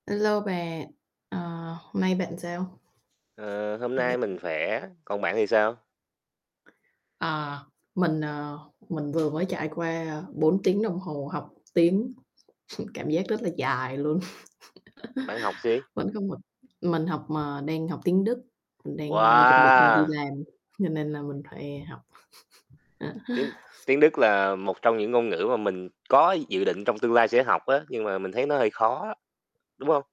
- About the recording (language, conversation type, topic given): Vietnamese, unstructured, Bạn nghĩ sao về việc nhiều người không chịu lắng nghe những ý kiến khác?
- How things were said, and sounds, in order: static; other background noise; unintelligible speech; "khỏe" said as "phẻ"; tapping; chuckle; distorted speech; chuckle; other noise; laugh